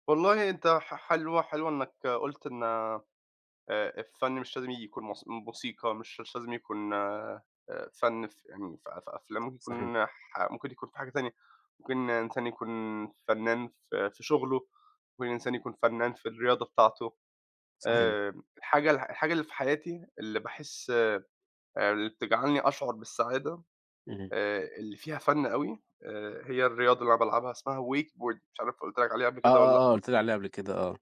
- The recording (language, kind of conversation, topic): Arabic, unstructured, إيه نوع الفن اللي بيخليك تحس بالسعادة؟
- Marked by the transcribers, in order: in English: "wakeboard"